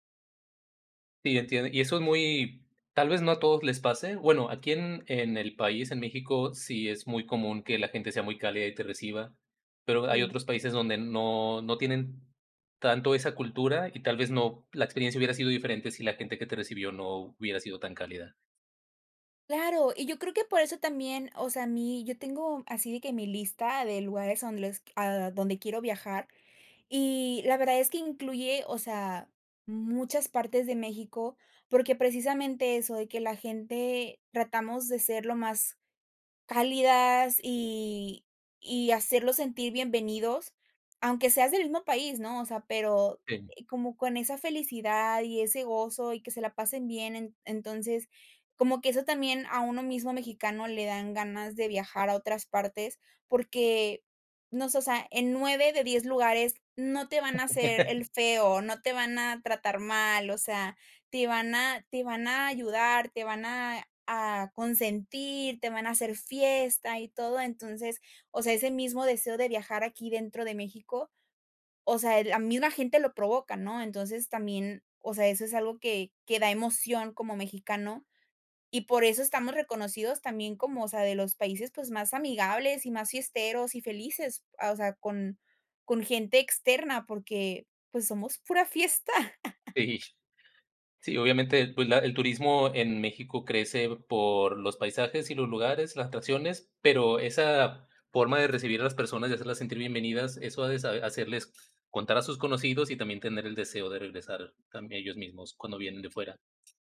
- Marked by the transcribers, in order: laugh; laugh; chuckle; tapping
- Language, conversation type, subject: Spanish, podcast, ¿Qué te fascina de viajar por placer?